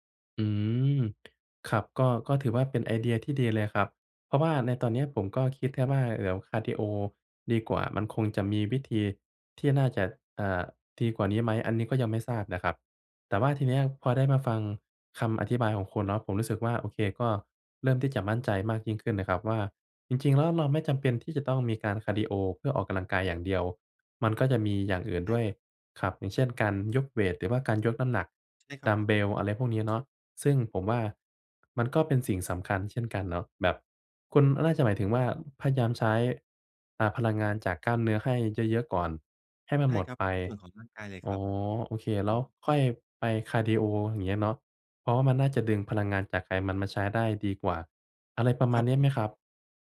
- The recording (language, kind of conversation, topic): Thai, advice, ฉันจะวัดความคืบหน้าเล็กๆ ในแต่ละวันได้อย่างไร?
- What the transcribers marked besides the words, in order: "เดี๋ยว" said as "เอี๋ยว"; other background noise